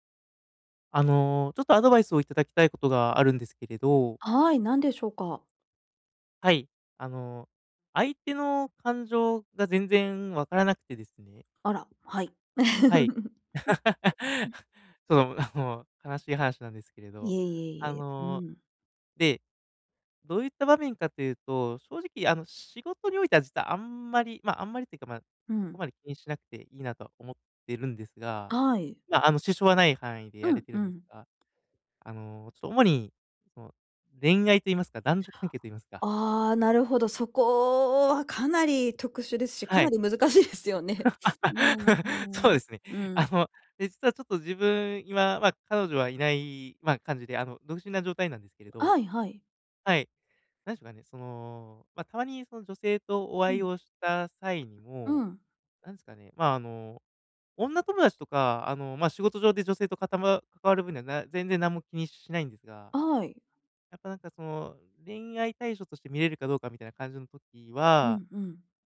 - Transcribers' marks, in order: laugh; giggle; laugh
- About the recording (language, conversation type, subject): Japanese, advice, 相手の感情を正しく理解するにはどうすればよいですか？